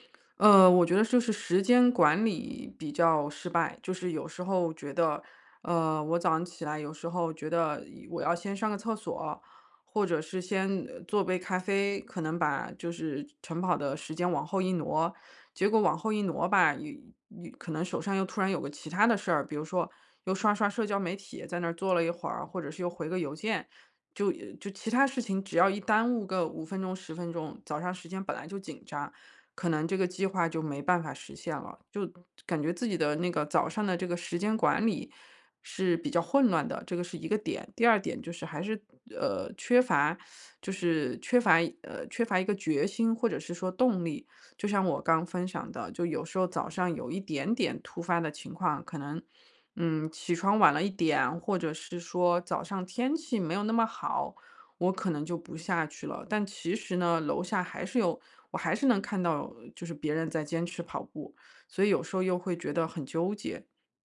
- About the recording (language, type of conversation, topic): Chinese, advice, 为什么早起并坚持晨间习惯对我来说这么困难？
- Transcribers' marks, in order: none